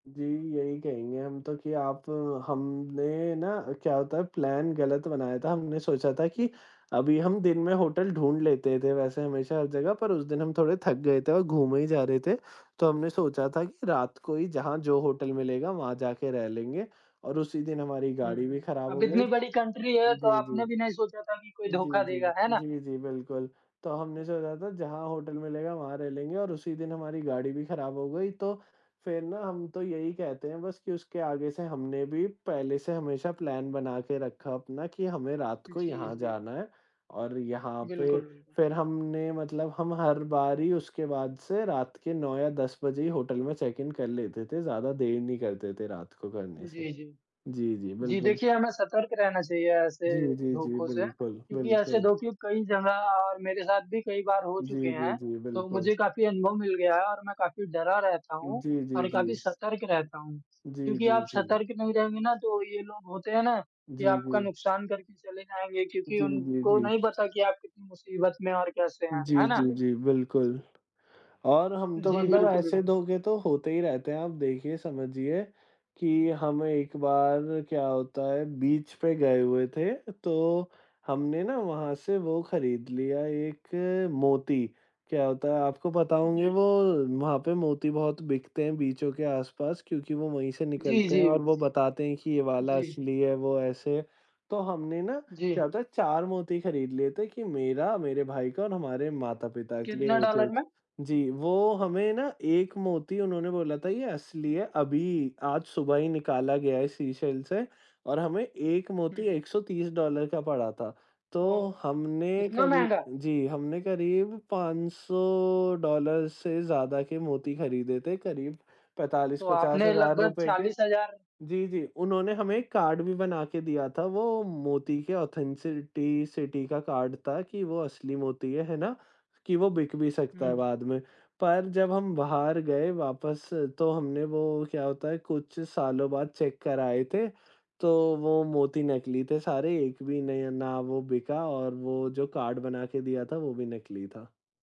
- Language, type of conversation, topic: Hindi, unstructured, क्या यात्रा के दौरान कभी आपके साथ धोखा हुआ है?
- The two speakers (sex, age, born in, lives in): male, 20-24, India, India; male, 20-24, India, India
- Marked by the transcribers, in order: tapping; in English: "प्लान"; in English: "कंट्री"; in English: "प्लान"; in English: "चैक इन"; other background noise; in English: "बीच"; in English: "सीशेल"; in English: "ऑथेंसिटी सिटी"; in English: "चेक"